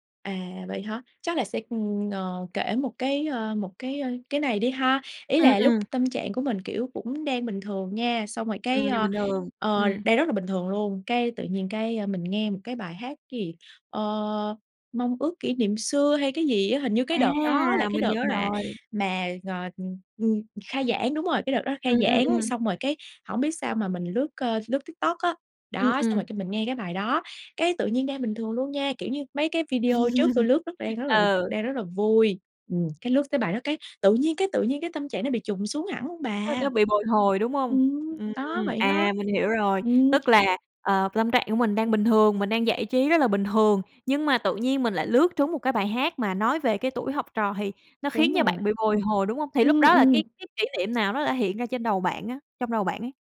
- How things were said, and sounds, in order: tapping; laugh
- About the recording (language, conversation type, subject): Vietnamese, podcast, Âm nhạc làm thay đổi tâm trạng bạn thế nào?